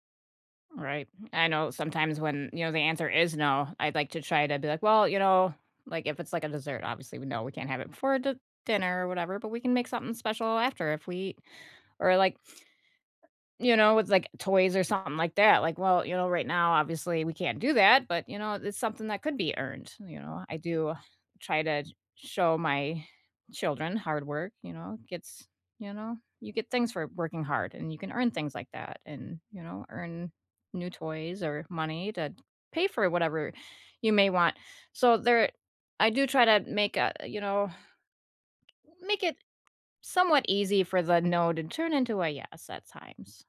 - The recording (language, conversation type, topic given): English, unstructured, What is a good way to say no without hurting someone’s feelings?
- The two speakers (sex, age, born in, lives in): female, 40-44, United States, United States; male, 30-34, United States, United States
- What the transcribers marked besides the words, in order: other background noise; tapping